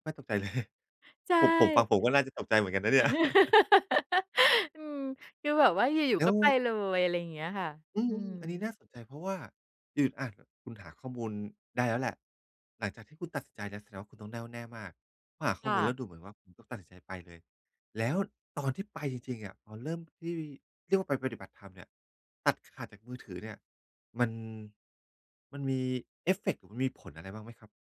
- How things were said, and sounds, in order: chuckle; laugh; chuckle
- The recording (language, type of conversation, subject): Thai, podcast, คุณเคยลองงดใช้อุปกรณ์ดิจิทัลสักพักไหม แล้วผลเป็นอย่างไรบ้าง?